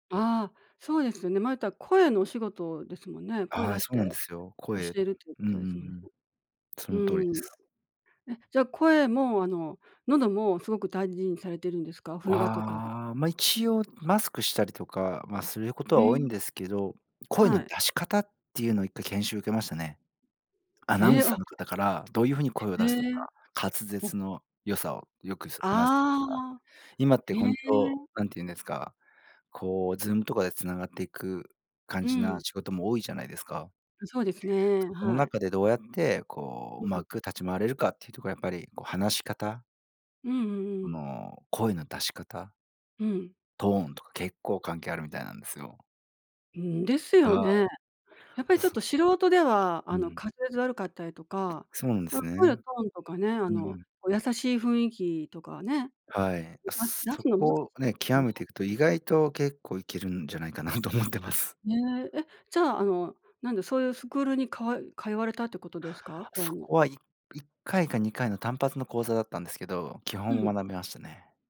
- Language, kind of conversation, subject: Japanese, podcast, ビデオ会議で好印象を与えるには、どんな点に気をつければよいですか？
- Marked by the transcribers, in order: laughing while speaking: "かなと思ってます"